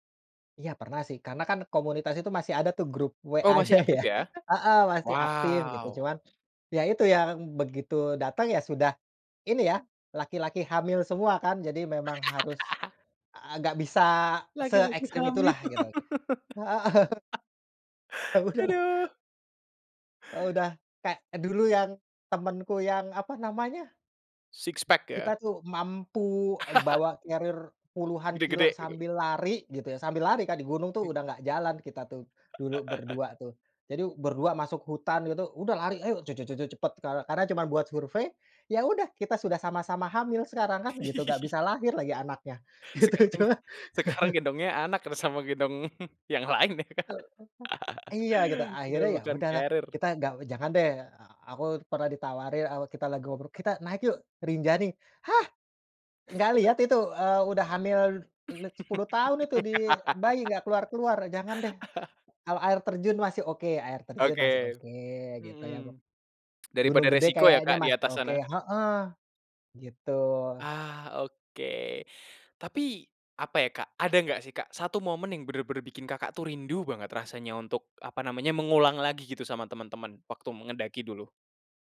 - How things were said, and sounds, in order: laughing while speaking: "WA-nya ya"; laugh; laughing while speaking: "heeh"; laugh; laughing while speaking: "Eee bener"; other background noise; in English: "Six pack"; chuckle; laughing while speaking: "Sekarang, sekarang gendongnya anak, keres sama gendong yang lain ya Kak?"; laughing while speaking: "gitu, cuman"; chuckle; laugh; in English: "carrier"; surprised: "Hah?"; laugh; chuckle; tapping
- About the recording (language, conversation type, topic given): Indonesian, podcast, Apa momen paling bikin kamu merasa penasaran waktu jalan-jalan?